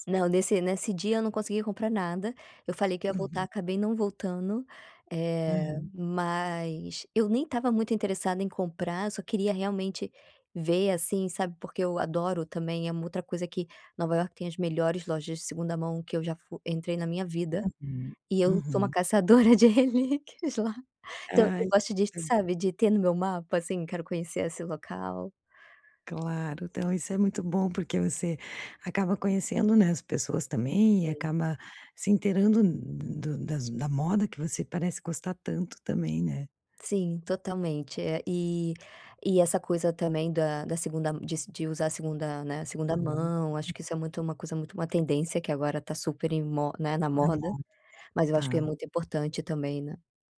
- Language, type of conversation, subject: Portuguese, podcast, Qual lugar você sempre volta a visitar e por quê?
- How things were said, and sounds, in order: unintelligible speech; tapping